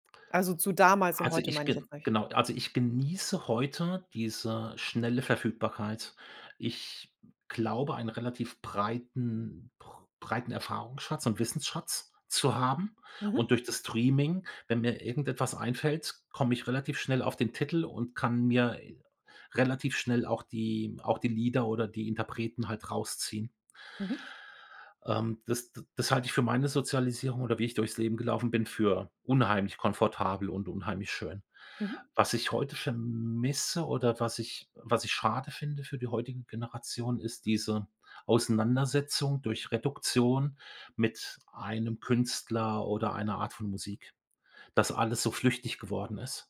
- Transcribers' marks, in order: drawn out: "vermisse"
- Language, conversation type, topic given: German, podcast, Wie hast du früher neue Musik entdeckt, als Streaming noch nicht alles war?